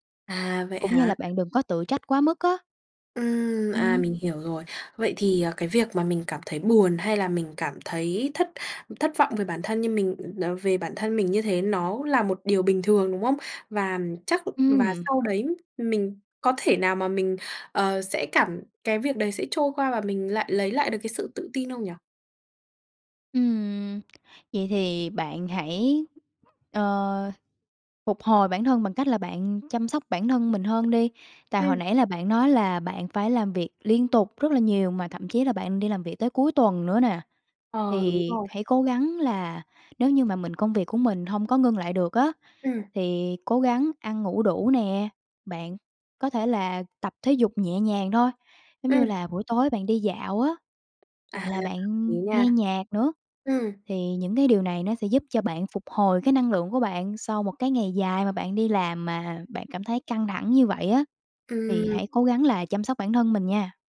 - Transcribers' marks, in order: tapping; other background noise
- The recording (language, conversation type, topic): Vietnamese, advice, Làm thế nào để lấy lại động lực sau một thất bại lớn trong công việc?